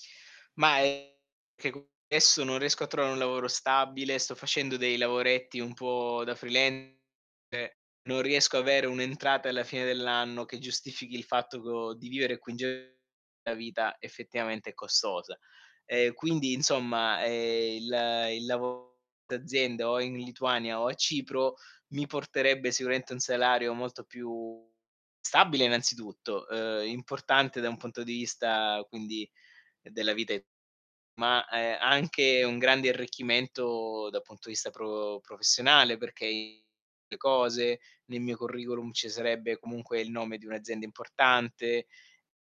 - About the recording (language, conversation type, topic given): Italian, advice, Dovrei accettare un’offerta di lavoro in un’altra città?
- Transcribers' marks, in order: distorted speech; in English: "freelance"; "insomma" said as "inzomma"